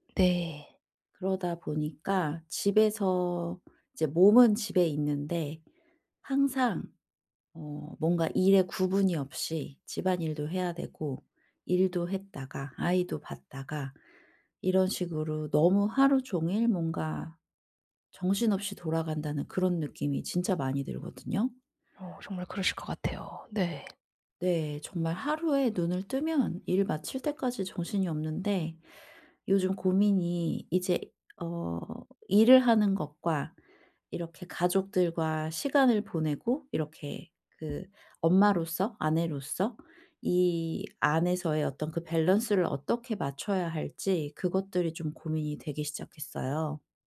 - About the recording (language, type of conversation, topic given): Korean, advice, 일과 가족의 균형을 어떻게 맞출 수 있을까요?
- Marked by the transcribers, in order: other background noise; tapping; in English: "밸런스를"